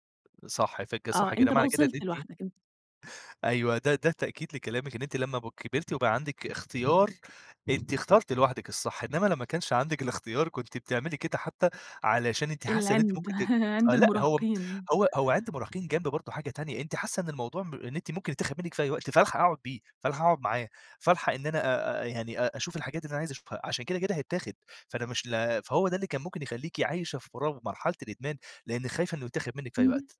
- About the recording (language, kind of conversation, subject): Arabic, podcast, إزاي بتحطوا حدود لاستخدام الموبايل في البيت؟
- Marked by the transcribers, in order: tapping; other background noise; laugh